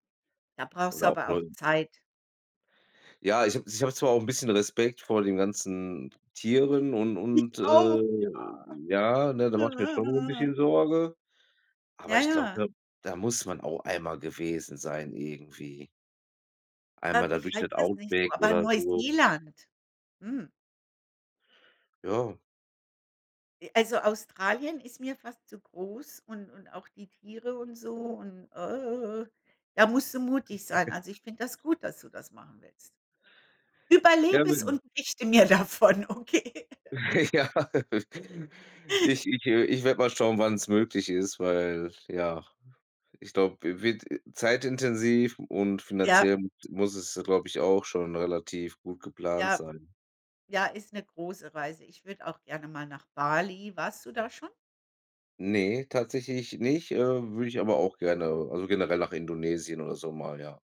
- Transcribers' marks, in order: other noise; giggle; laughing while speaking: "mir davon, okay?"; laughing while speaking: "Ja"; laugh
- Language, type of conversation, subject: German, unstructured, Wohin reist du am liebsten und warum?